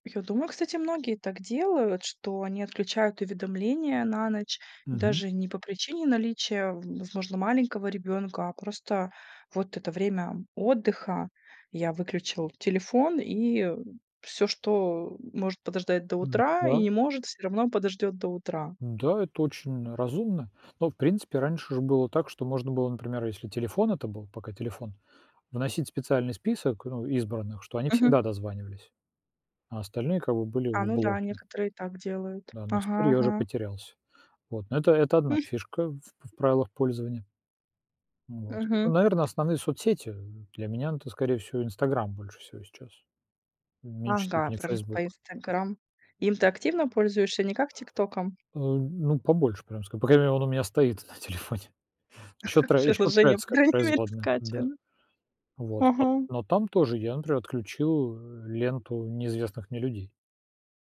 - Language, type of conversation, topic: Russian, podcast, Какие у тебя правила пользования социальными сетями?
- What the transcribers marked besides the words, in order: tapping; laughing while speaking: "на телефоне"; laughing while speaking: "Приложение по крайней мере скачано"